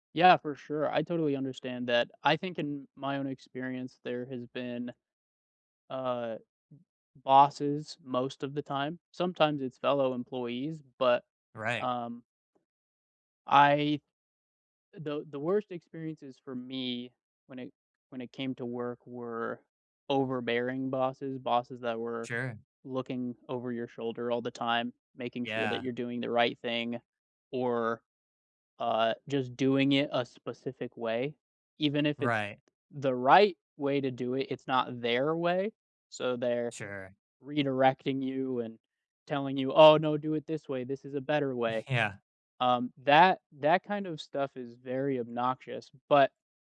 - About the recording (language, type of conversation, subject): English, unstructured, What has your experience been with unfair treatment at work?
- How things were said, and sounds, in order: tapping; stressed: "right"; laughing while speaking: "Yeah"